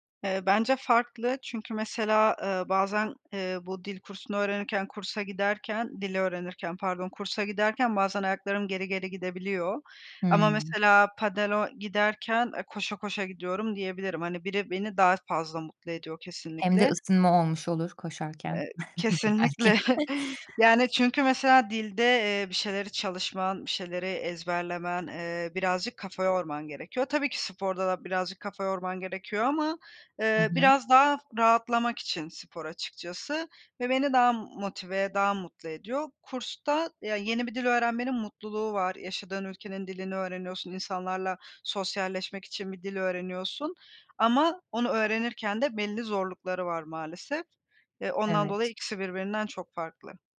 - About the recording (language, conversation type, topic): Turkish, podcast, Hobiler kişisel tatmini ne ölçüde etkiler?
- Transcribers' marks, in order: in Spanish: "padel"; chuckle